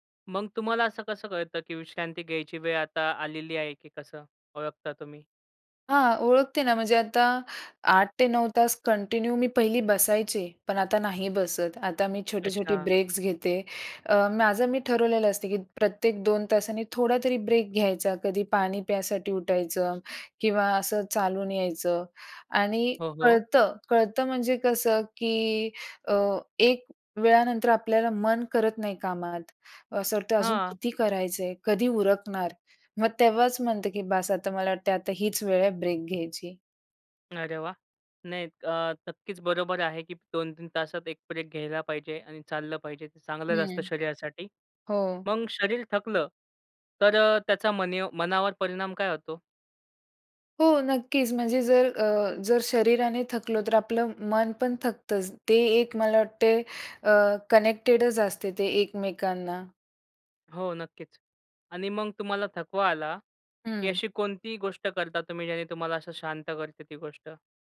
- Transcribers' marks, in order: in English: "कंटिन्यू"; tapping; other background noise; in English: "कनेक्टेडच"
- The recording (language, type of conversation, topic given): Marathi, podcast, तुमचे शरीर आता थांबायला सांगत आहे असे वाटल्यावर तुम्ही काय करता?